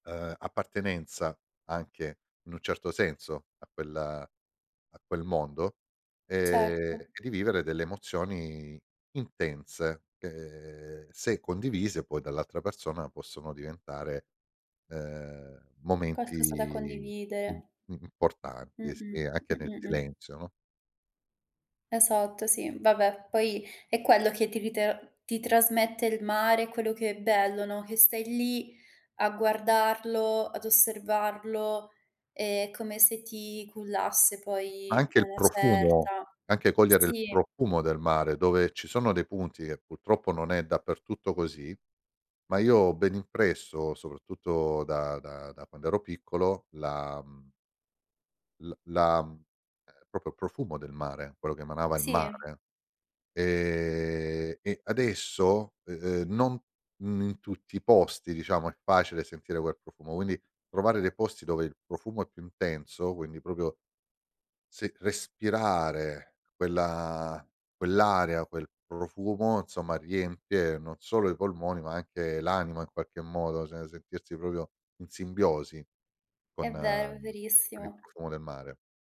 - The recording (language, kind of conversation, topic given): Italian, podcast, Che cosa ti dice il mare quando ti fermi ad ascoltarlo?
- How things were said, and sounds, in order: other background noise; "proprio" said as "propio"; drawn out: "Ehm"; "cioè" said as "ceh"